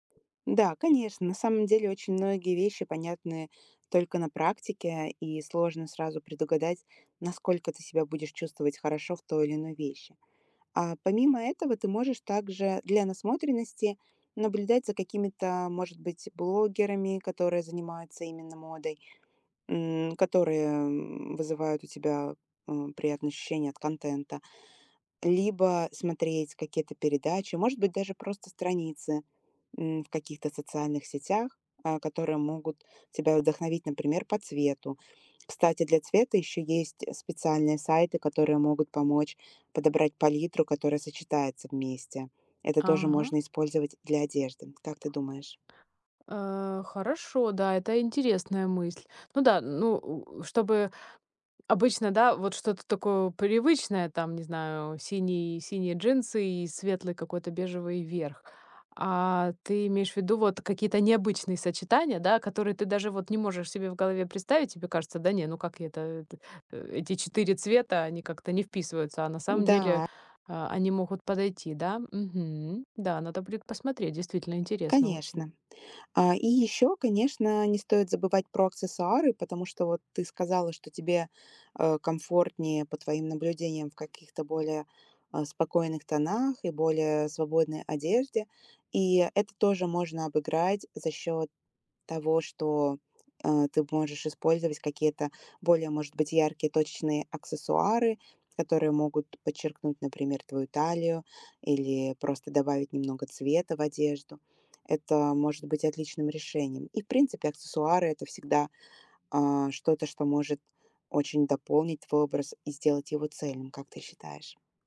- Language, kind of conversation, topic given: Russian, advice, Как мне выбрать стиль одежды, который мне подходит?
- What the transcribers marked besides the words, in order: other background noise; tapping